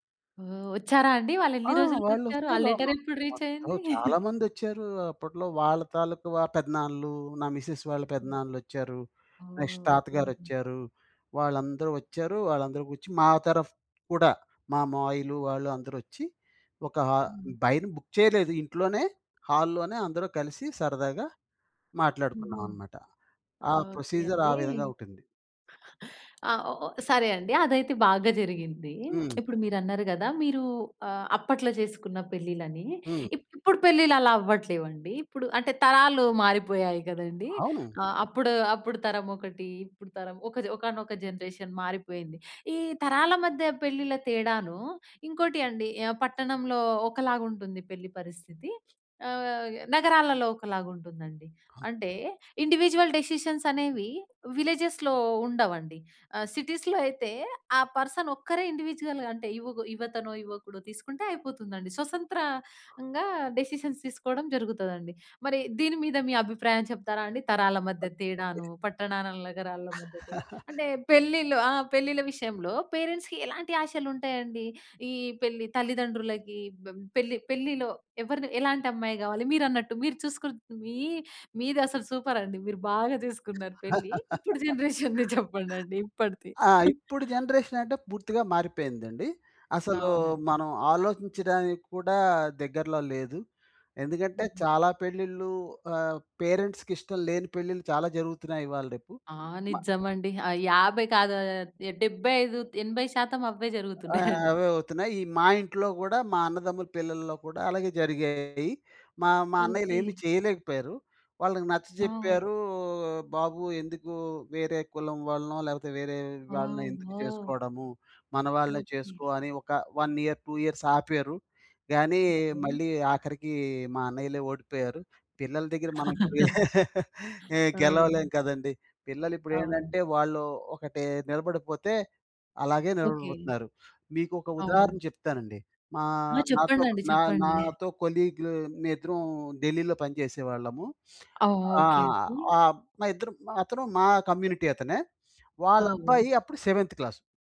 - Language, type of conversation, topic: Telugu, podcast, పెళ్లి విషయంలో మీ కుటుంబం మీ నుంచి ఏవేవి ఆశిస్తుంది?
- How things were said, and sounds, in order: unintelligible speech; in English: "లెటర్"; other background noise; in English: "రీచ్"; chuckle; in English: "మిసెస్"; other noise; in English: "నెక్స్ట్"; in English: "బుక్"; in English: "ప్రొసిజర్"; lip smack; in English: "జనరేషన్"; in English: "ఇండివిడ్యువల్ డెసిషన్స్"; in English: "విల్లెజెస్‌లో"; in English: "సిటీస్‌లో"; in English: "పర్సన్"; in English: "ఇండివిడ్యువల్‌గా"; in English: "డెసిషన్స్"; chuckle; in English: "పేరెంట్స్‌కి"; "చూసకుంటే" said as "చూసుకురుత్"; in English: "సూపర్"; chuckle; in English: "జనరేషన్"; in English: "జనరేషన్‌ది"; giggle; in English: "పేరెంట్స్‌కి"; giggle; in English: "నో వే"; surprised: "వామ్మో!"; laugh; chuckle; giggle; in English: "కొలీగ్"; in English: "కమ్యూనిటీ"; "ఓహో" said as "ఓగొ"; in English: "క్లాస్"